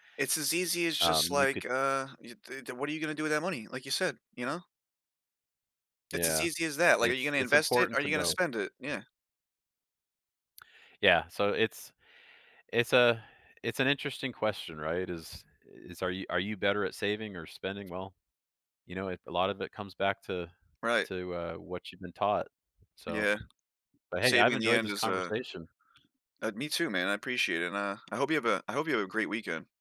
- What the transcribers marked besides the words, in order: other background noise; tapping
- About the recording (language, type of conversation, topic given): English, unstructured, How do you find a balance between saving for the future and enjoying life now?
- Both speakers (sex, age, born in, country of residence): male, 35-39, United States, United States; male, 50-54, Canada, United States